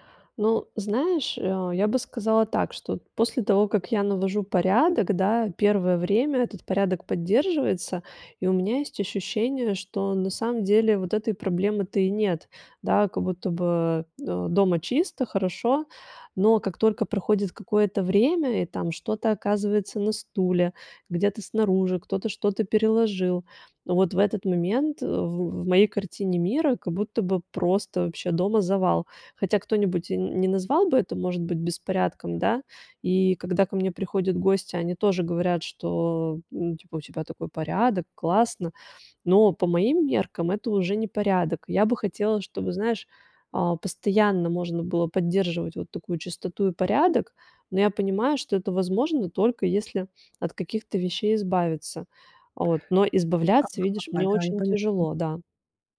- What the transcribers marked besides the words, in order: tapping; other background noise
- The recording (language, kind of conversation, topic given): Russian, advice, Как справиться с накоплением вещей в маленькой квартире?